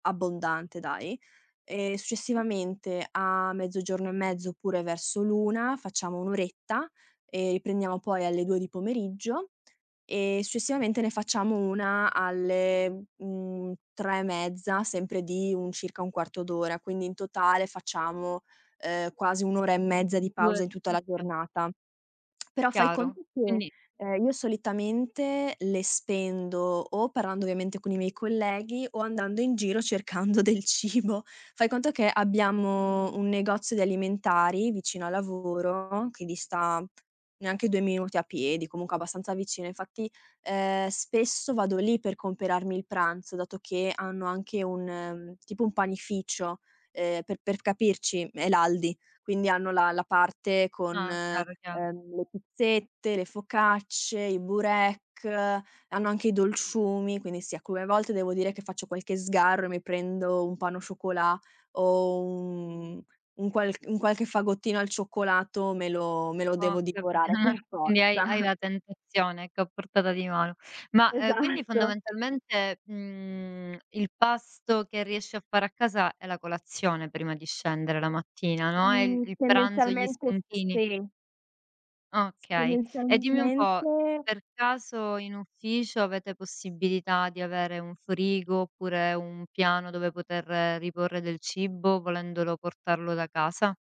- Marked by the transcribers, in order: other background noise; unintelligible speech; lip smack; in French: "pain au chocolat"; drawn out: "un"; chuckle; laughing while speaking: "per forza"; laughing while speaking: "Esatto"; tapping; "cibo" said as "cibbo"
- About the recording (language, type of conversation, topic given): Italian, advice, Come gestisci pasti e spuntini durante lunghe giornate di lavoro?